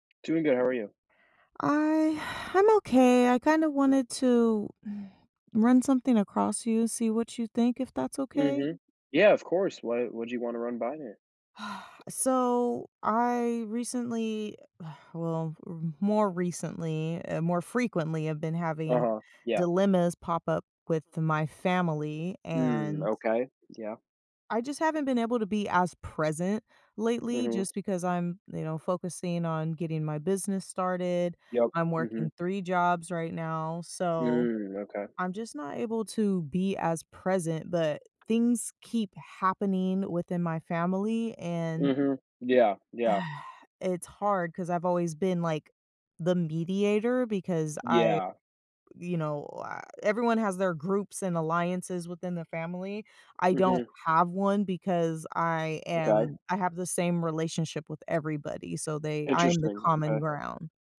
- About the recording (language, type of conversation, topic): English, advice, How can I be more present and engaged with my family?
- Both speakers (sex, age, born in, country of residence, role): female, 35-39, United States, United States, user; male, 20-24, United States, United States, advisor
- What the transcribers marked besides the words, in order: tapping; sigh; sigh; sigh; exhale; sigh